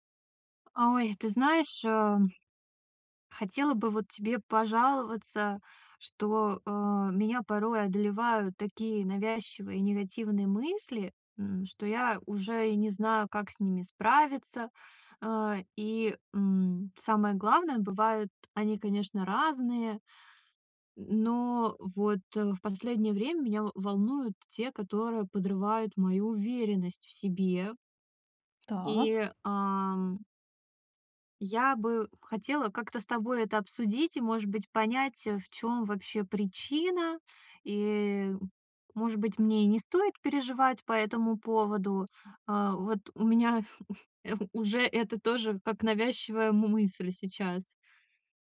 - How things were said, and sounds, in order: tapping; chuckle
- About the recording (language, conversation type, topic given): Russian, advice, Как справиться с навязчивыми негативными мыслями, которые подрывают мою уверенность в себе?
- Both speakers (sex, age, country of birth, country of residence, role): female, 30-34, Russia, Estonia, user; female, 40-44, Russia, Hungary, advisor